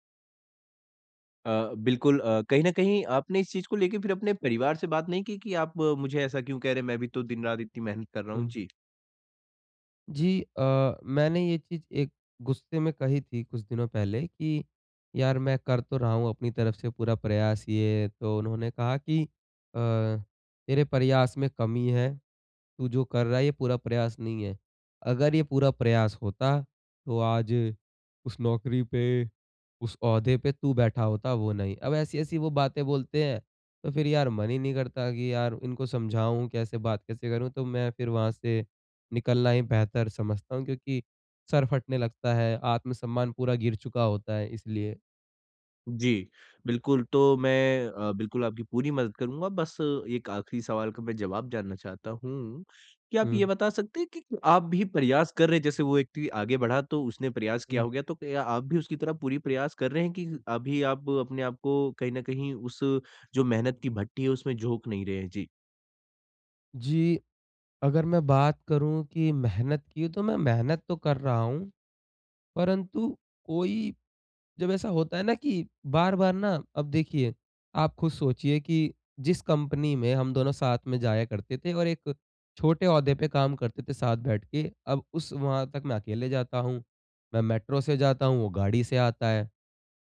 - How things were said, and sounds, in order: none
- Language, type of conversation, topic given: Hindi, advice, दूसरों की सफलता से मेरा आत्म-सम्मान क्यों गिरता है?